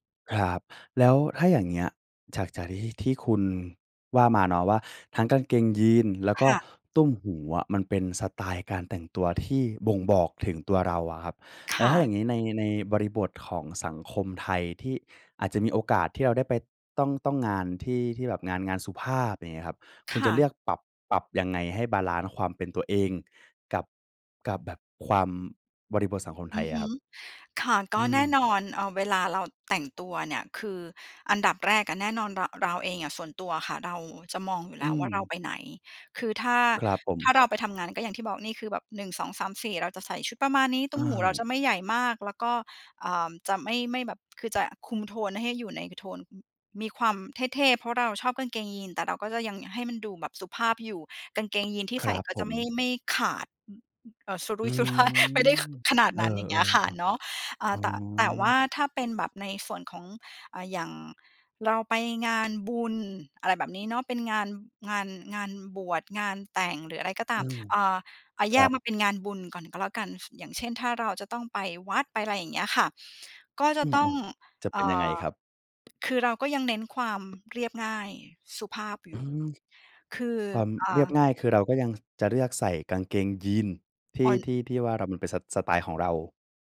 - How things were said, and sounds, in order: tapping; laughing while speaking: "สุร่าย"; other background noise; stressed: "ยีน"; unintelligible speech
- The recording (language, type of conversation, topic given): Thai, podcast, สไตล์การแต่งตัวของคุณบอกอะไรเกี่ยวกับตัวคุณบ้าง?
- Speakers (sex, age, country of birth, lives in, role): female, 40-44, Thailand, Greece, guest; male, 20-24, Thailand, Thailand, host